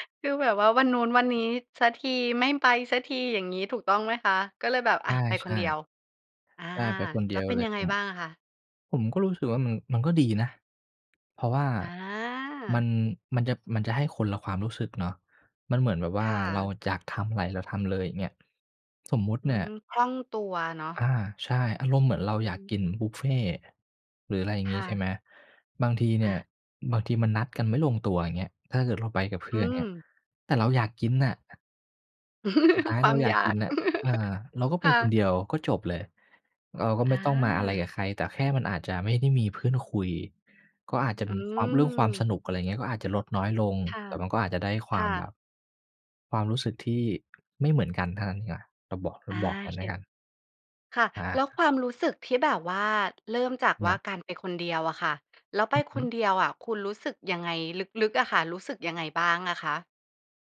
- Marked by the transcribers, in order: laughing while speaking: "คือแบบว่าวันนู้น"; other background noise; laugh; laughing while speaking: "ความอยาก"; laugh
- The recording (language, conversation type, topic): Thai, podcast, เคยเดินทางคนเดียวแล้วเป็นยังไงบ้าง?